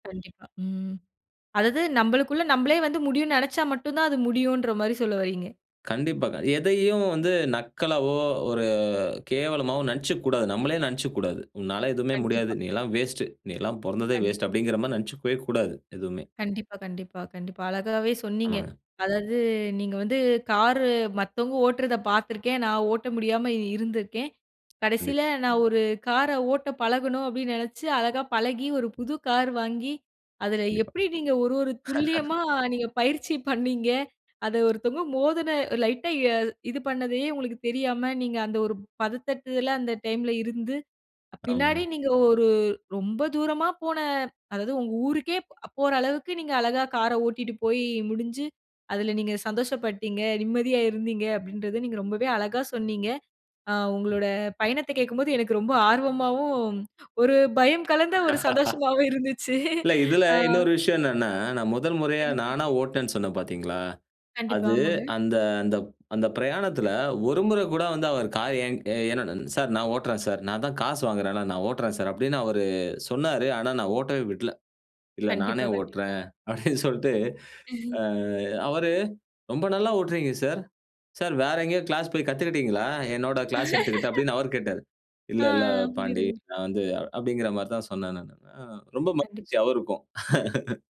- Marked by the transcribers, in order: other noise; drawn out: "ஒரு"; put-on voice: "நீ எல்லாம் வேஸ்ட். நீ எல்லாம் பொறந்ததே வேஸ்ட் அப்டிங்கிற மாரி நெனைச்சுக்கவே கூடாது"; chuckle; "பதட்டத்ல" said as "பதத்ல"; laugh; laugh; other background noise; drawn out: "அவரு"; laugh; drawn out: "ஆ"; chuckle; laugh; laugh
- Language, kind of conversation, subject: Tamil, podcast, பயத்தை சாதனையாக மாற்றிய அனுபவம் உண்டா?